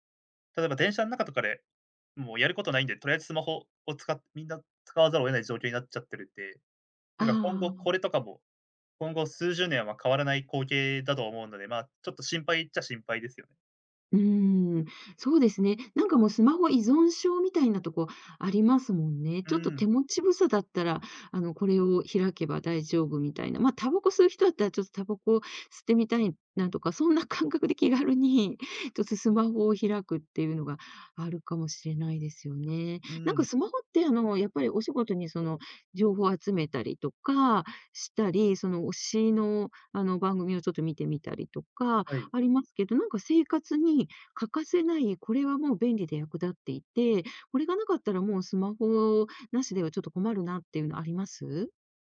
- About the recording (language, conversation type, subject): Japanese, podcast, スマホと上手に付き合うために、普段どんな工夫をしていますか？
- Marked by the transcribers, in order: other background noise; "手持ちぶさた" said as "手持ちぶさ"